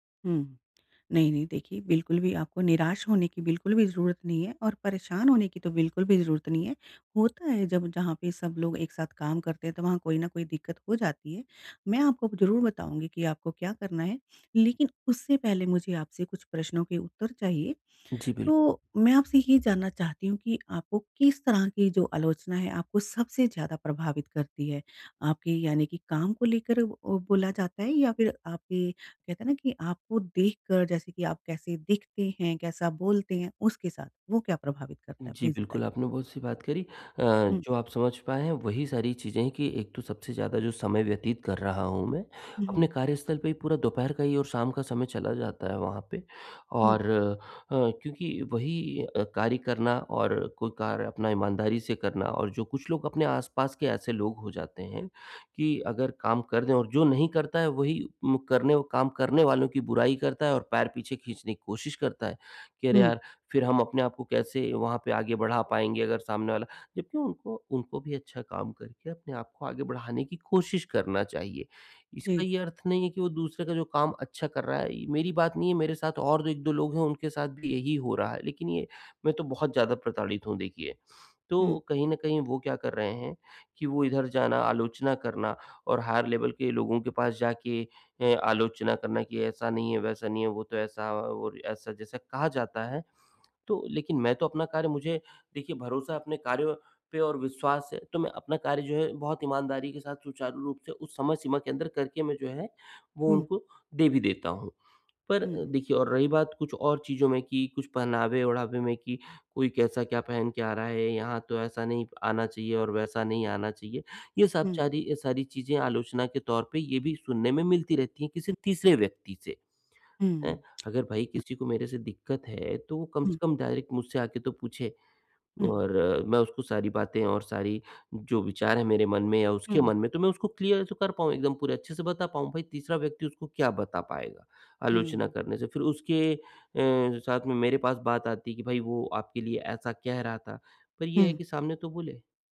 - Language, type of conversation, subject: Hindi, advice, बाहरी आलोचना के डर से मैं जोखिम क्यों नहीं ले पाता?
- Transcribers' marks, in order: in English: "प्लीज़"; in English: "हायर लेवल"; tongue click; in English: "डायरेक्ट"; in English: "क्लियर"